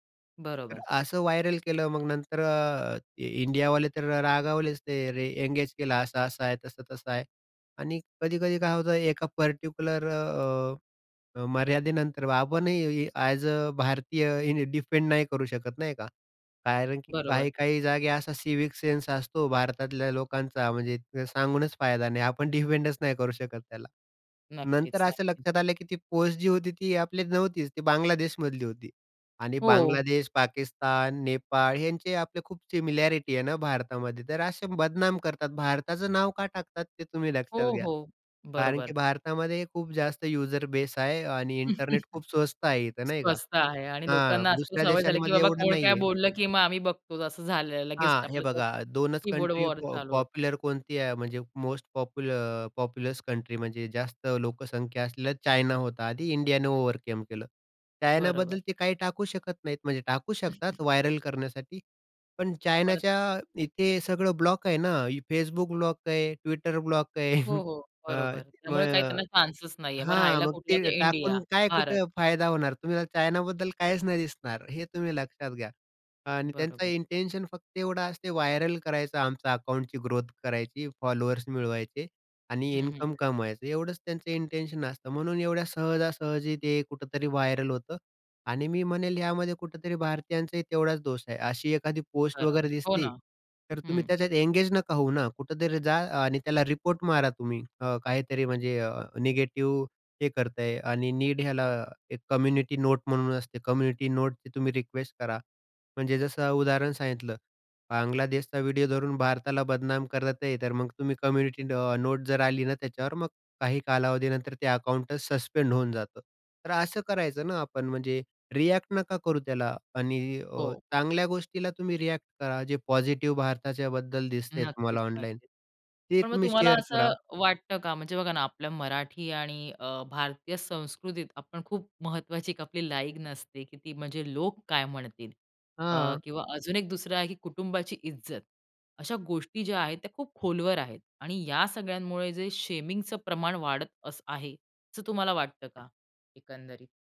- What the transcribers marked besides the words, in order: in English: "व्हायरल"; tapping; in English: "सिव्हिक सेन्स"; other background noise; in English: "सिमिलॅरिटी"; in English: "बेस"; chuckle; in English: "पॉप्युलस"; chuckle; in English: "व्हायरल"; chuckle; in English: "इंटेन्शन"; in English: "व्हायरल"; in English: "इंटेन्शन"; in English: "व्हायरल"; in English: "नीड"; in English: "कम्युनिटी नोट"; in English: "कम्युनिटी नोटची"; in English: "कम्युनिटी"; in English: "शेअर"; "लाइन" said as "लाईकन"
- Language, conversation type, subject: Marathi, podcast, ऑनलाइन शेमिंग इतके सहज का पसरते, असे तुम्हाला का वाटते?